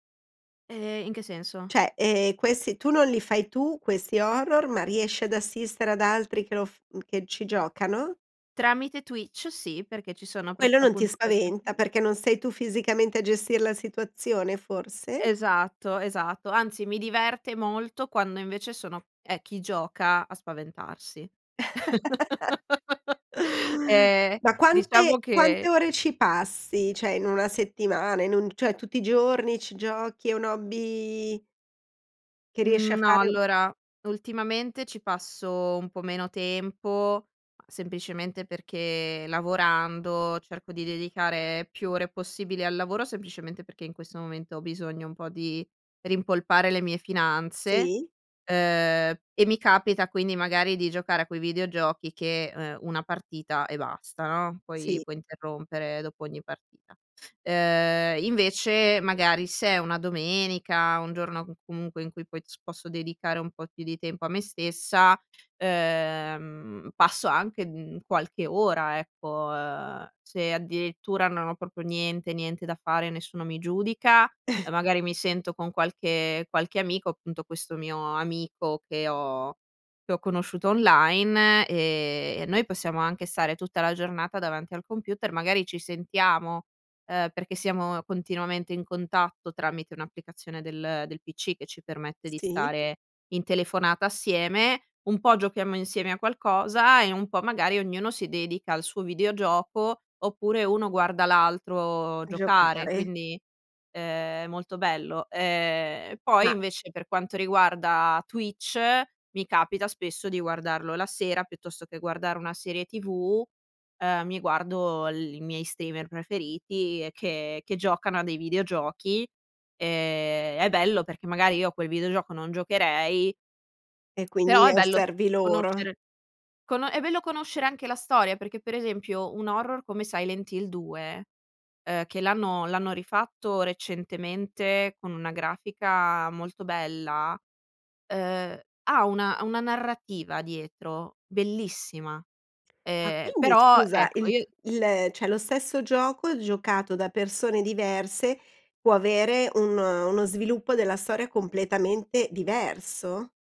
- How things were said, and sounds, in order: "Cioè" said as "ceh"; other background noise; chuckle; chuckle; "Cioè" said as "ceh"; "cioè" said as "ceh"; chuckle; in English: "streamer"; "cioè" said as "ceh"
- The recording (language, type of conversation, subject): Italian, podcast, Raccontami di un hobby che ti fa perdere la nozione del tempo?